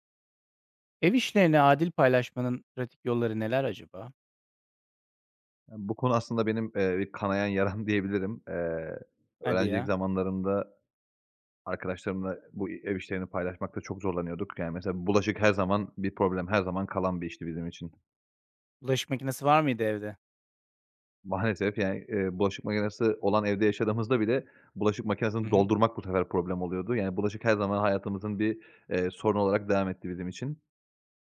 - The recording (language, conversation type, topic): Turkish, podcast, Ev işlerini adil paylaşmanın pratik yolları nelerdir?
- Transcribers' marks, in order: other background noise